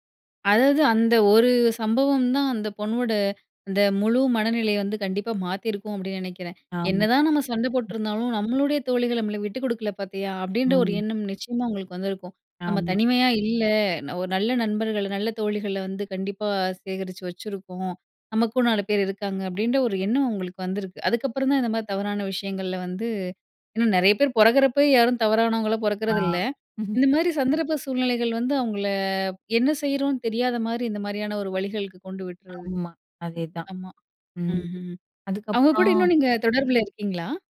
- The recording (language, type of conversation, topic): Tamil, podcast, நம்பிக்கை குலைந்த நட்பை மீண்டும் எப்படி மீட்டெடுக்கலாம்?
- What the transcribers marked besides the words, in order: other noise; snort